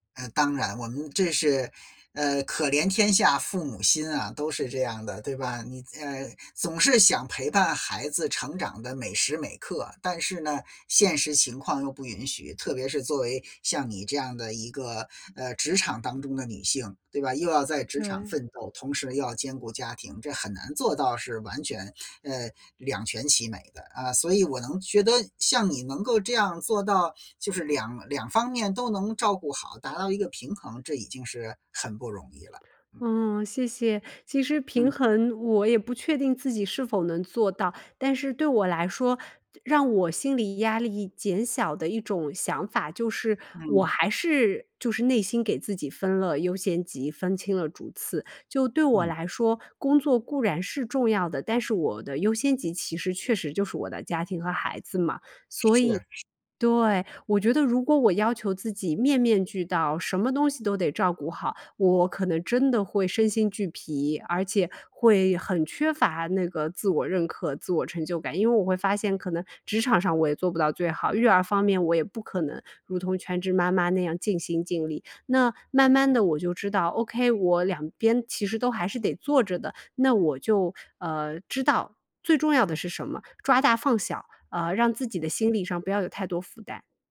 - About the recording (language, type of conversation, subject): Chinese, podcast, 遇到孩子或家人打扰时，你通常会怎么处理？
- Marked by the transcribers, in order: other background noise